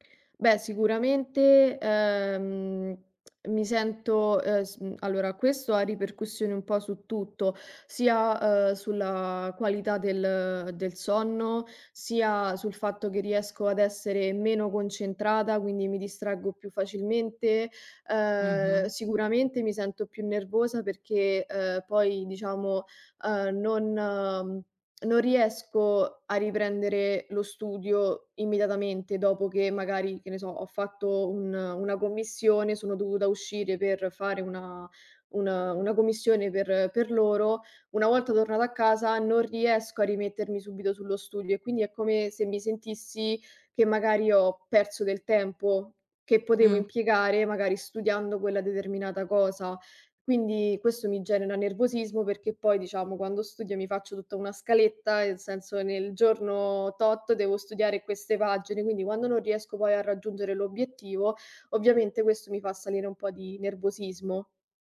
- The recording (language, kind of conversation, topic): Italian, advice, Come posso stabilire dei limiti e imparare a dire di no per evitare il burnout?
- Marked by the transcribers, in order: tsk; tsk